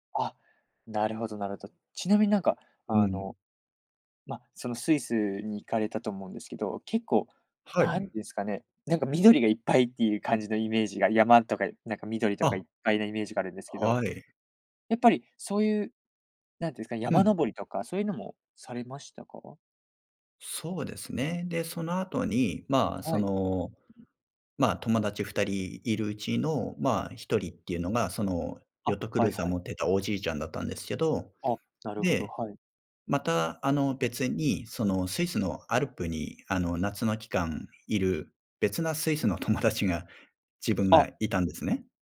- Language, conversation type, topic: Japanese, podcast, 最近の自然を楽しむ旅行で、いちばん心に残った瞬間は何でしたか？
- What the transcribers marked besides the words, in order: other noise; other background noise; sniff